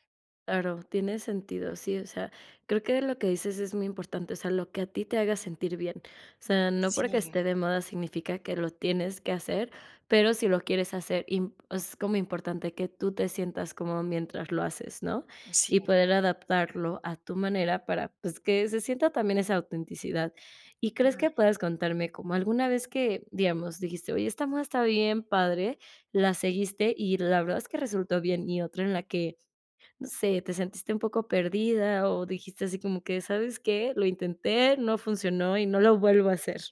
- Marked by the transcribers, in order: none
- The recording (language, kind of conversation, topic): Spanish, podcast, ¿Cómo te adaptas a las modas sin perderte?